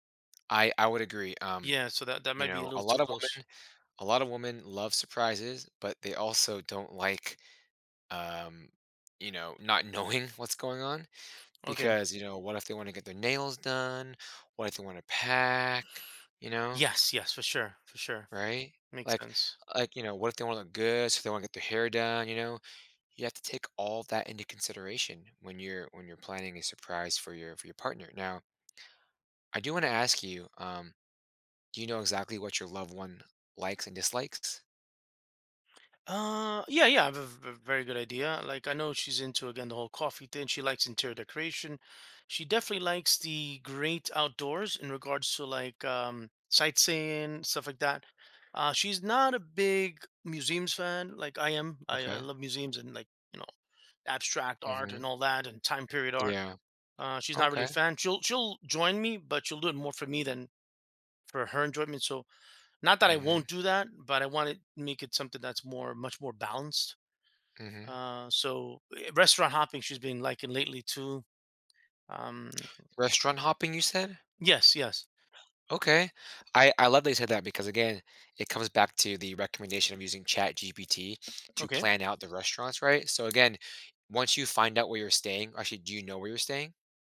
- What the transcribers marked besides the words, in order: laughing while speaking: "knowing"; tapping
- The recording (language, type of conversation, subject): English, advice, How can I plan a meaningful surprise?